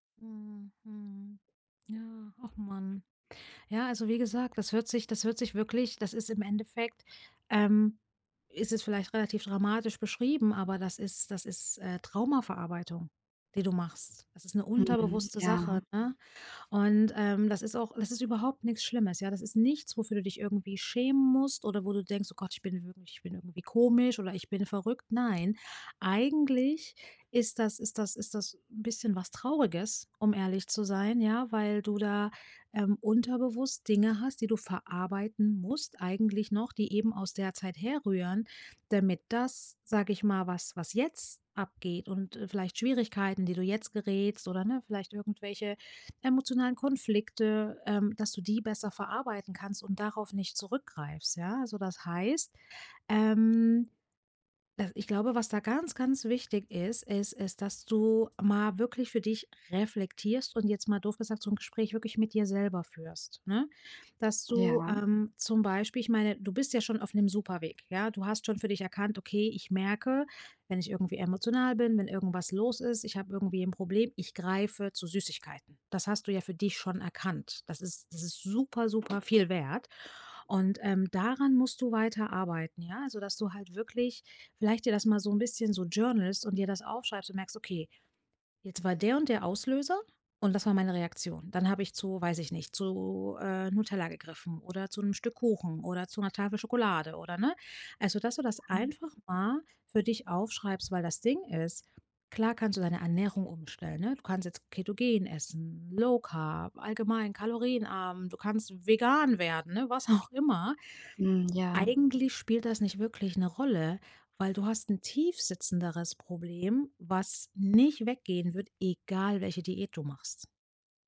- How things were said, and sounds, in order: other background noise; drawn out: "ähm"; laughing while speaking: "auch"
- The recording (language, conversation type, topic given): German, advice, Wie kann ich meinen Zucker- und Koffeinkonsum reduzieren?